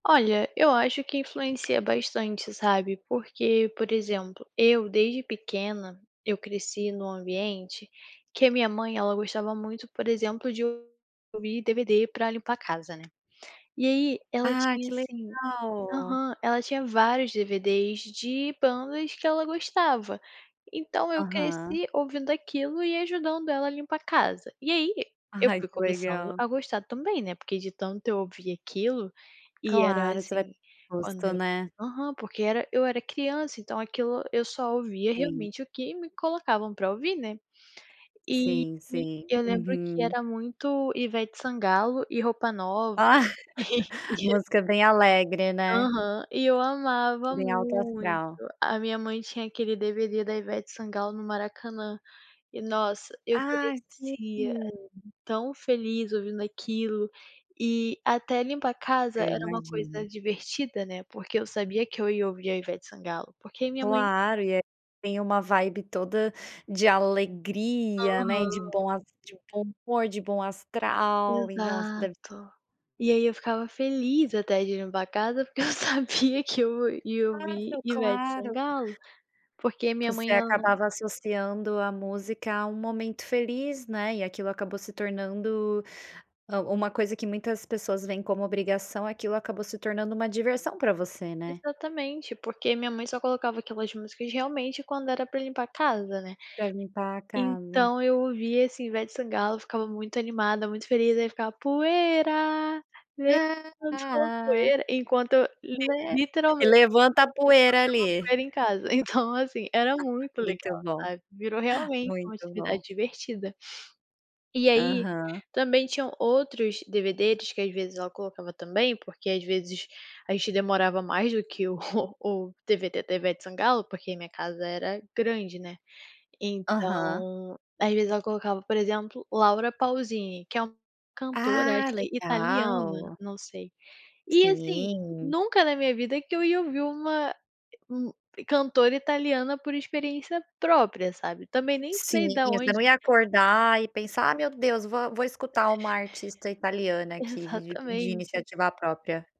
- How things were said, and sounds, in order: laugh; humming a tune; singing: "Poeira, levantou poeira"; chuckle
- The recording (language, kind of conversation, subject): Portuguese, podcast, Como as suas raízes influenciam o seu gosto musical?